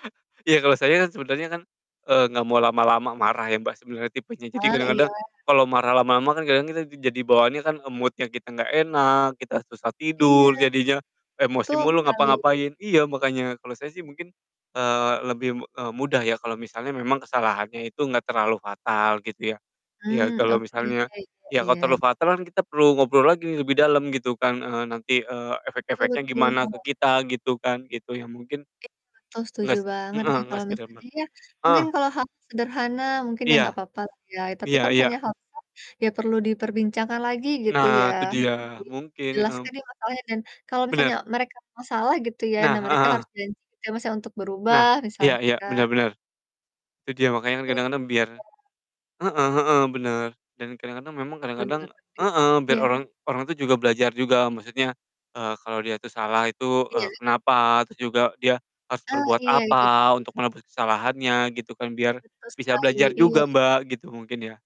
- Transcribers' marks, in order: distorted speech; in English: "mood-nya"; unintelligible speech; unintelligible speech; unintelligible speech
- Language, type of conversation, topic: Indonesian, unstructured, Bagaimana menurutmu cara terbaik untuk meminta maaf?